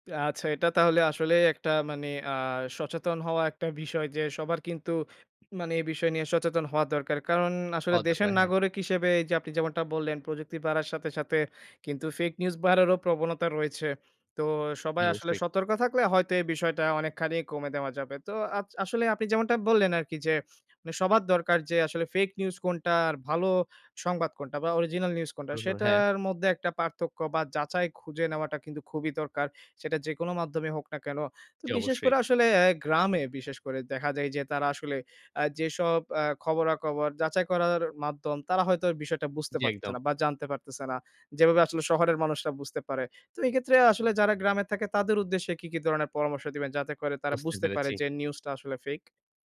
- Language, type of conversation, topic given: Bengali, podcast, ভুয়া খবর চিনে নিতে আপনি সাধারণত কী করেন?
- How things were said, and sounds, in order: unintelligible speech; tapping